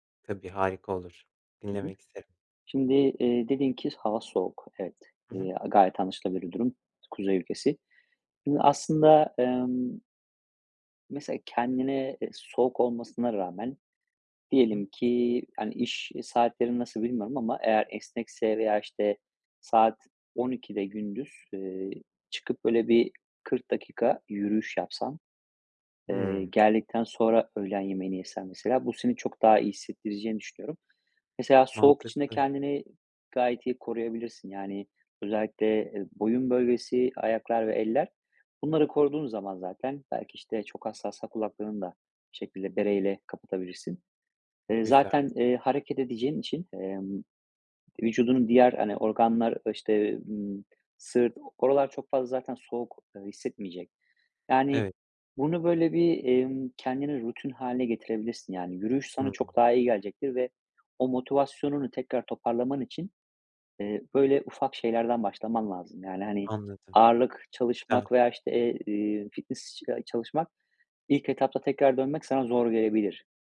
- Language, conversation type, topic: Turkish, advice, Egzersize başlamakta zorlanıyorum; motivasyon eksikliği ve sürekli ertelemeyi nasıl aşabilirim?
- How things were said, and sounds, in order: unintelligible speech